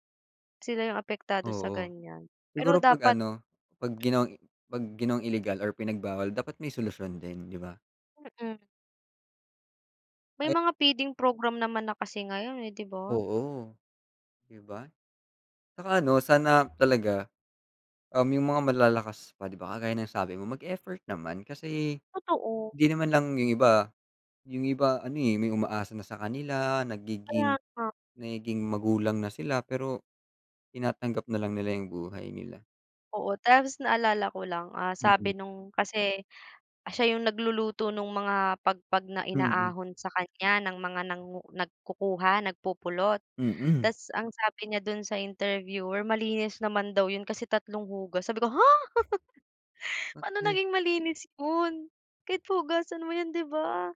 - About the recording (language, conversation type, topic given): Filipino, unstructured, Ano ang reaksyon mo sa mga taong kumakain ng basura o panis na pagkain?
- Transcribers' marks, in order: tapping; unintelligible speech; chuckle